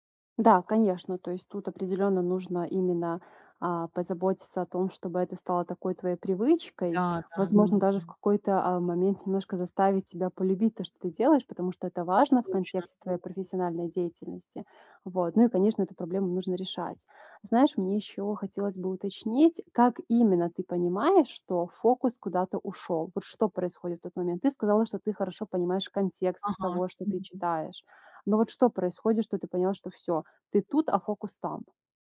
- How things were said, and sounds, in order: other background noise; other noise; tapping
- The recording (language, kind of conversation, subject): Russian, advice, Как снова научиться получать удовольствие от чтения, если трудно удерживать внимание?